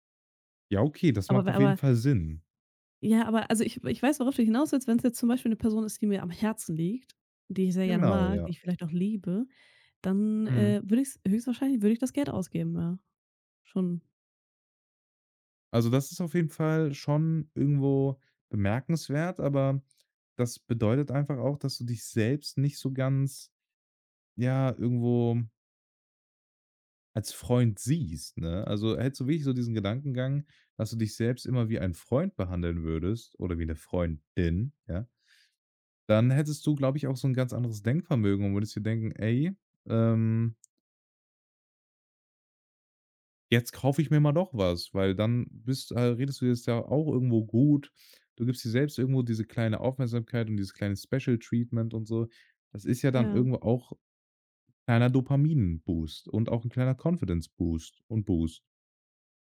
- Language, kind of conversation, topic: German, advice, Warum habe ich bei kleinen Ausgaben während eines Sparplans Schuldgefühle?
- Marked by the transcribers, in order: stressed: "Freundin"; in English: "Special Treatment"; in English: "Boost"; in English: "Confidence-Boost"; in English: "Boost"